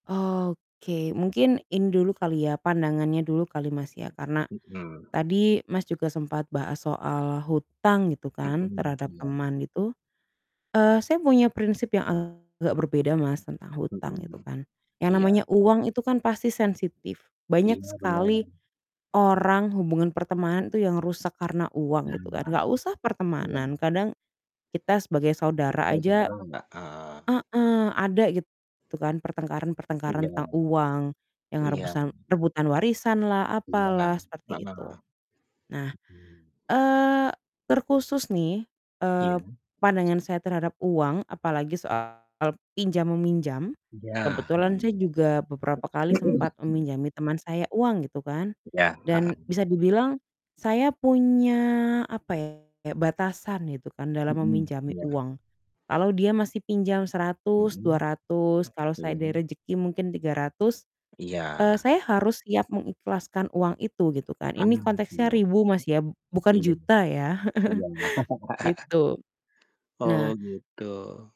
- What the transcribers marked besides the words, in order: static; distorted speech; tapping; other background noise; throat clearing; laugh; chuckle
- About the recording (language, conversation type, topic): Indonesian, unstructured, Apa pengalaman paling mengejutkan yang pernah kamu alami terkait uang?